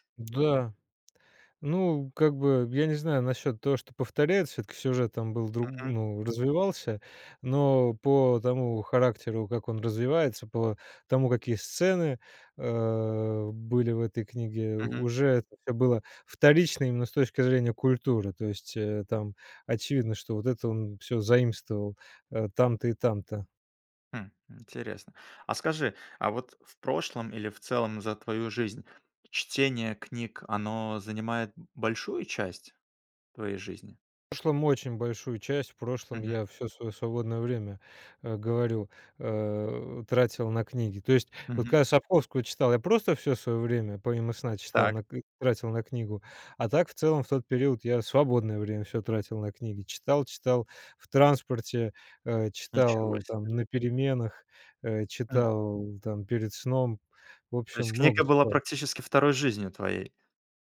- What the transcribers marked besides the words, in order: none
- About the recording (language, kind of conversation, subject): Russian, podcast, Какая книга помогает тебе убежать от повседневности?